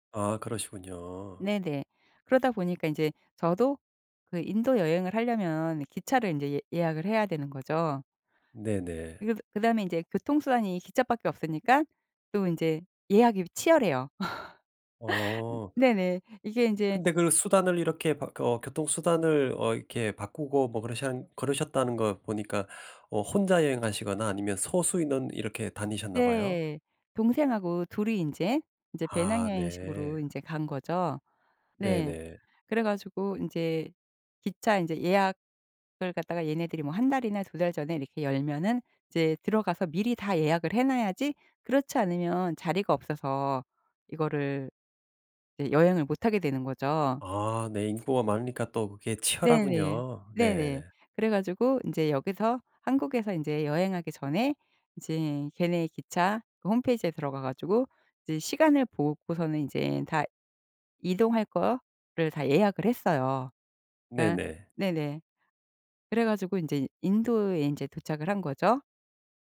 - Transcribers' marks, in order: tapping; laugh
- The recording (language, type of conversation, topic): Korean, podcast, 여행 중 당황했던 경험에서 무엇을 배웠나요?